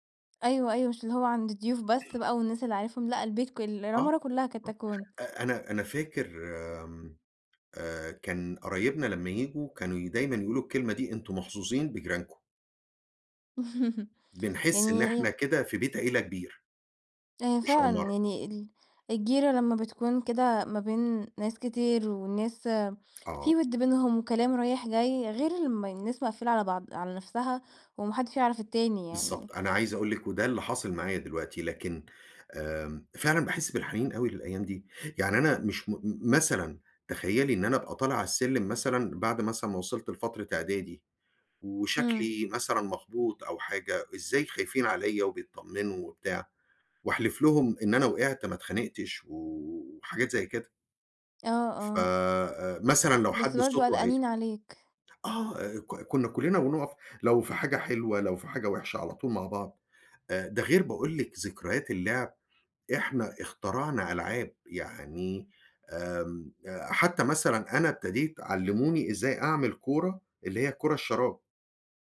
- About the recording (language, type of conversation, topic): Arabic, podcast, إيه معنى كلمة جيرة بالنسبة لك؟
- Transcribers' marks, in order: other background noise; laugh; tapping